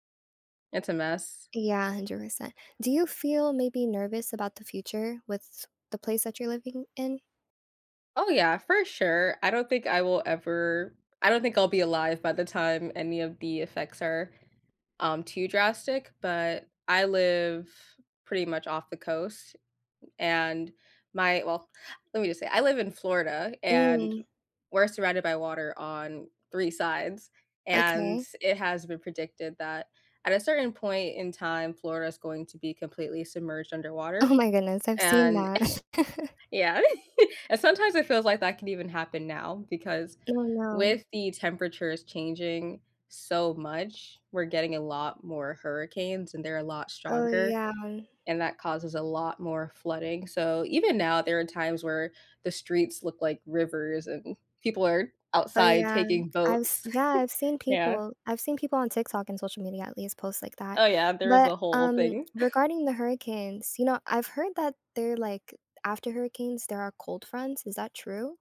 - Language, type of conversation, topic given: English, unstructured, What can I do to protect the environment where I live?
- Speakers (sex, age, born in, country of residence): female, 18-19, United States, United States; female, 20-24, United States, United States
- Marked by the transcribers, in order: laughing while speaking: "Oh my"; chuckle; other background noise; chuckle; chuckle; chuckle